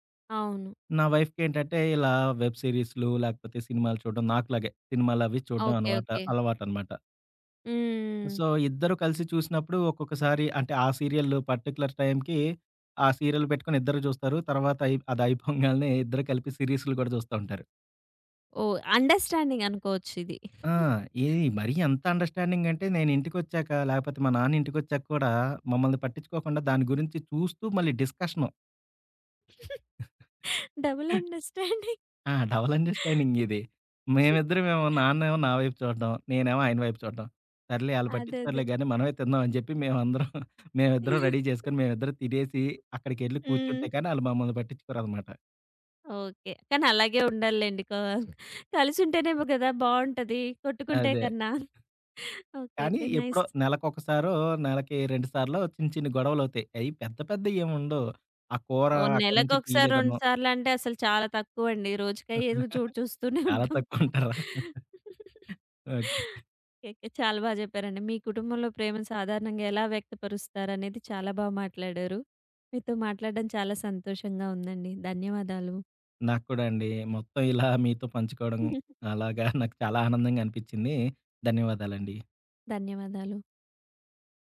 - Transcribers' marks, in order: in English: "వెబ్"; in English: "సో"; in English: "సీరియల్ పర్టిక్యులర్"; tapping; chuckle; in English: "అండర్‌స్టాండింగ్"; giggle; in English: "డబుల్ అండర్‌స్టాండింగ్"; chuckle; other background noise; in English: "డబల్"; chuckle; chuckle; in English: "రెడీ"; laughing while speaking: "క కలిసుంటేనేమో గదా బావుంటది. కొట్టుకుంటే కన్నా"; in English: "నైస్"; chuckle; laughing while speaking: "చాలా తక్కువంటరా!"; laugh; giggle
- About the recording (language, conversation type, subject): Telugu, podcast, మీ కుటుంబంలో ప్రేమను సాధారణంగా ఎలా తెలియజేస్తారు?